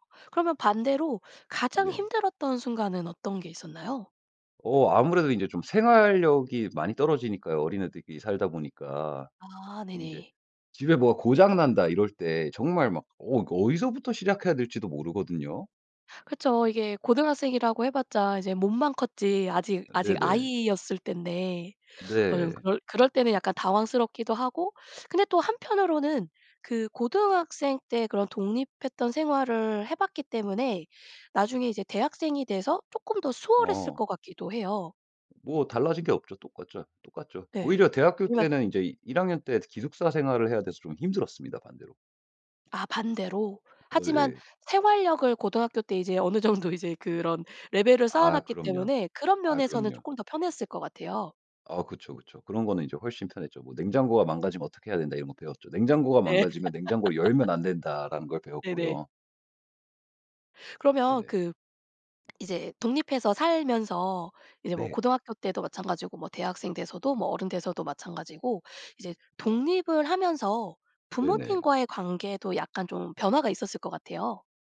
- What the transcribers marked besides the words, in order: laughing while speaking: "어느 정도 이제"; laugh
- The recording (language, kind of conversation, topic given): Korean, podcast, 집을 떠나 독립했을 때 기분은 어땠어?